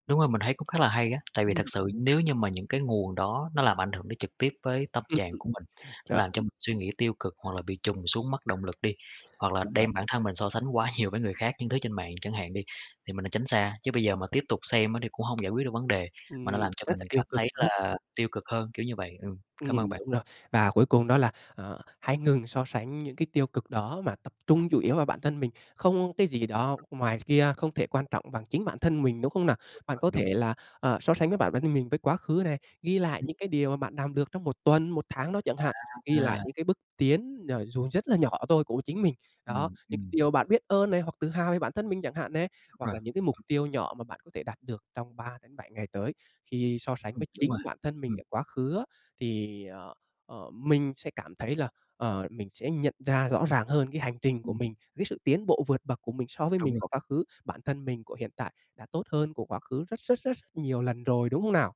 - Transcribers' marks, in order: tapping; unintelligible speech; laughing while speaking: "quá nhiều"
- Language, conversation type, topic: Vietnamese, advice, Làm sao để ngừng so sánh bản thân với người khác khi điều đó khiến bạn mất động lực sống?